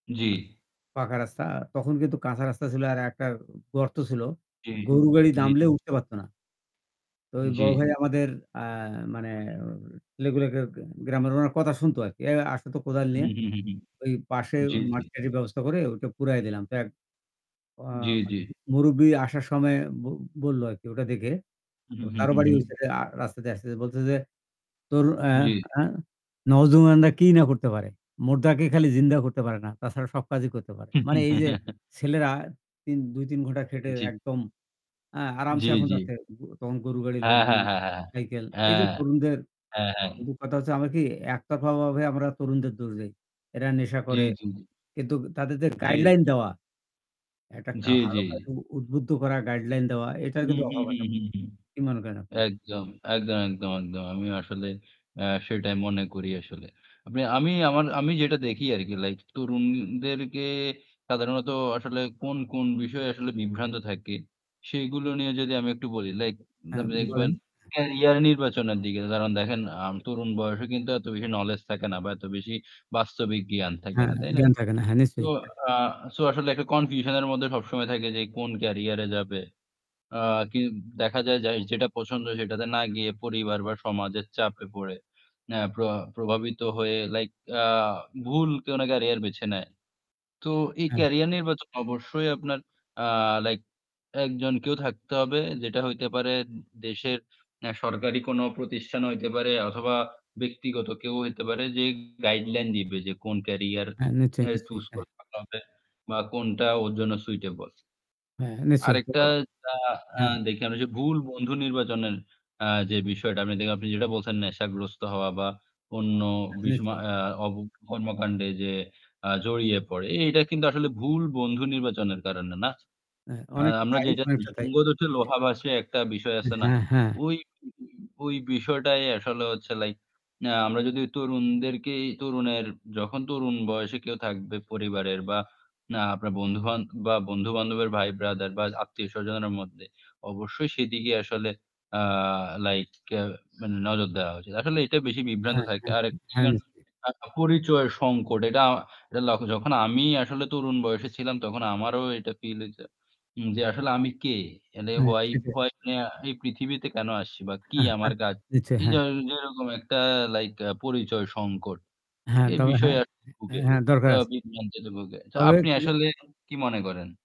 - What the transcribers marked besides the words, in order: static; other background noise; chuckle; tapping; distorted speech; in English: "knowledge"; in English: "confusion"; in English: "choose"; in English: "suitable"; unintelligible speech; unintelligible speech; unintelligible speech
- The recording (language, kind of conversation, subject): Bengali, unstructured, আপনার মতে সমাজে তরুণদের সঠিক দিশা দিতে কী করা উচিত?